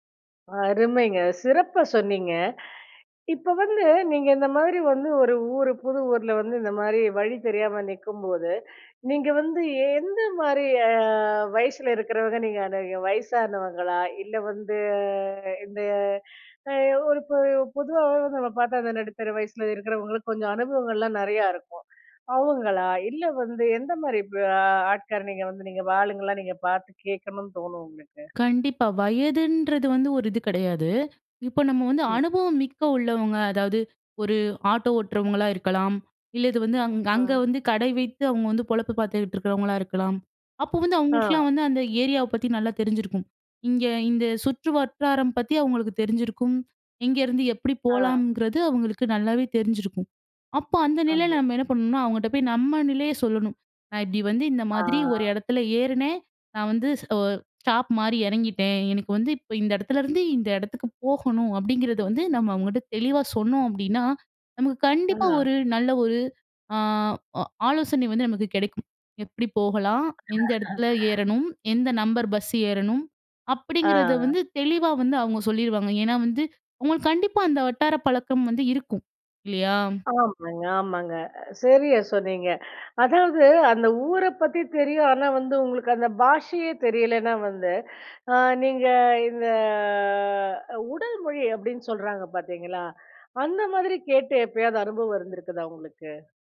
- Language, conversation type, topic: Tamil, podcast, புதிய ஊரில் வழி தவறினால் மக்களிடம் இயல்பாக உதவி கேட்க எப்படி அணுகலாம்?
- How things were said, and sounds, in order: "எந்த" said as "ஏந்த"; drawn out: "அ"; "இருக்குறவங்கள" said as "இருக்குறவர"; drawn out: "வந்து இந்த"; "ஆட்கார" said as "ஆட்கள்"; other background noise; drawn out: "ஆ"; other noise; drawn out: "அ"; laugh; drawn out: "ஆ"; drawn out: "இந்த"